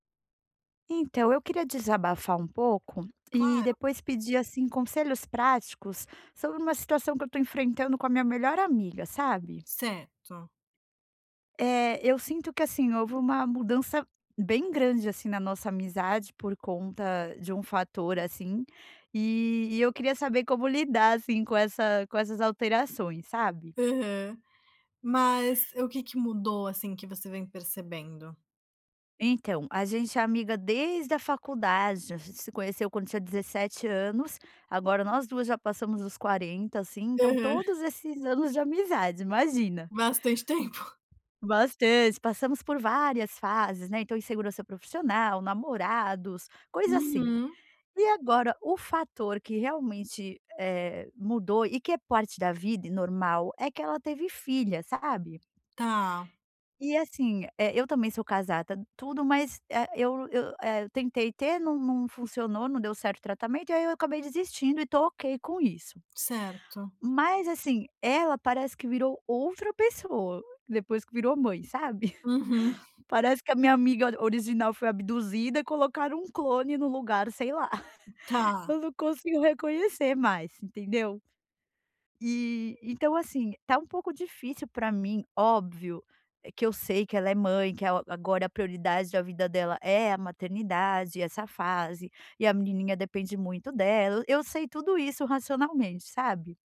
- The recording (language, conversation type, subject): Portuguese, advice, Como posso aceitar quando uma amizade muda e sinto que estamos nos distanciando?
- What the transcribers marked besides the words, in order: other background noise; tapping; laughing while speaking: "tempo"; chuckle